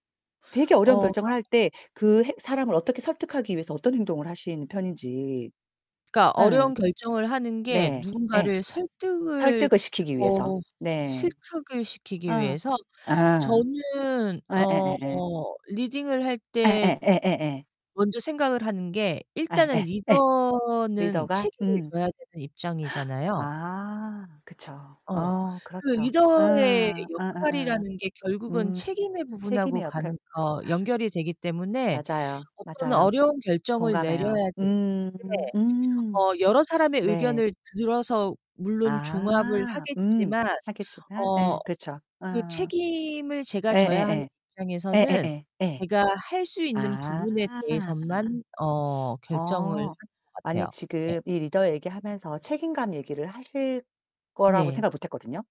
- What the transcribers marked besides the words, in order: other background noise; distorted speech; tapping; gasp
- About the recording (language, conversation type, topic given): Korean, unstructured, 좋은 리더의 조건은 무엇일까요?